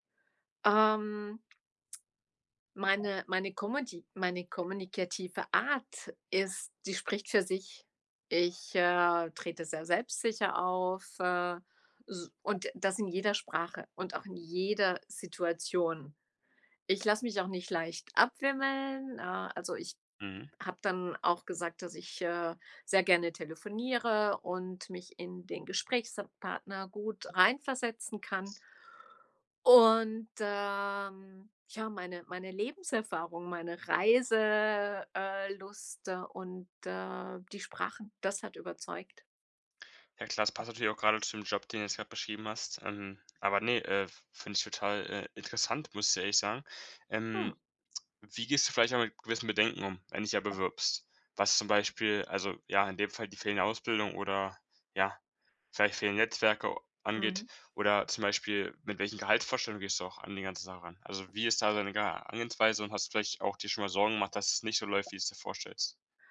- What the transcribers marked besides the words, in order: drawn out: "Ähm"; other background noise
- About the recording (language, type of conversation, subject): German, podcast, Wie überzeugst du potenzielle Arbeitgeber von deinem Quereinstieg?